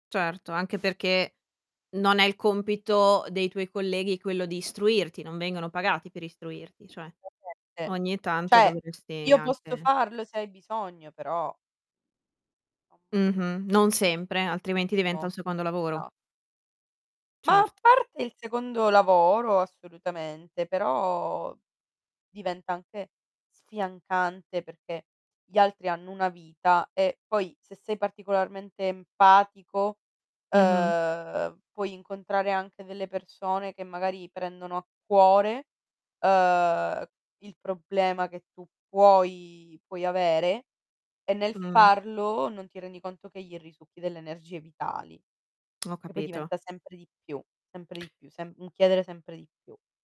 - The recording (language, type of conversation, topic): Italian, podcast, Qual è il tuo approccio per dire di no senza creare conflitto?
- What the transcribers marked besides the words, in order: static; distorted speech; tapping; unintelligible speech; lip smack; other noise